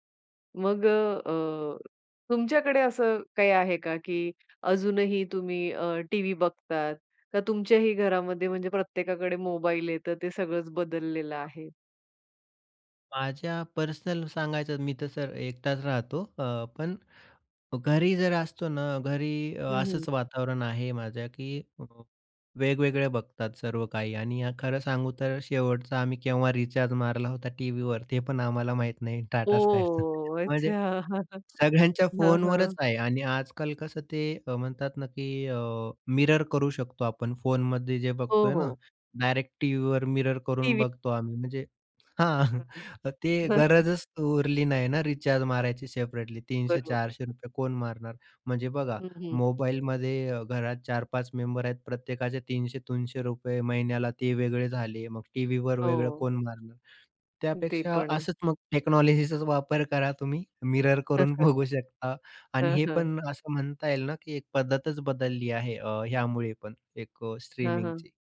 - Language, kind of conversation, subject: Marathi, podcast, स्ट्रीमिंग सेवांमुळे टीव्ही पाहण्याची पद्धत बदलली आहे का, असं तुम्हाला वाटतं?
- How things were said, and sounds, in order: other background noise; tapping; chuckle; in English: "मिरर"; in English: "मिरर"; chuckle; unintelligible speech; in English: "सेपरेटली"; in English: "टेक्नॉलॉजीचाच"; in English: "मिरर"; chuckle